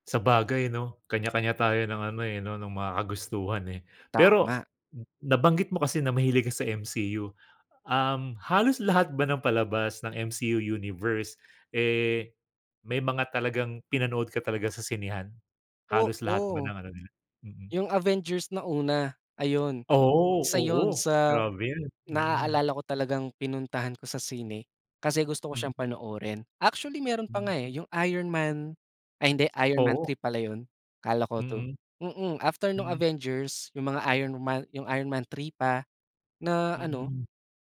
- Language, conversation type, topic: Filipino, podcast, Paano nagkakaiba ang karanasan sa panonood sa sinehan at sa panonood sa internet?
- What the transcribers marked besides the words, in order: none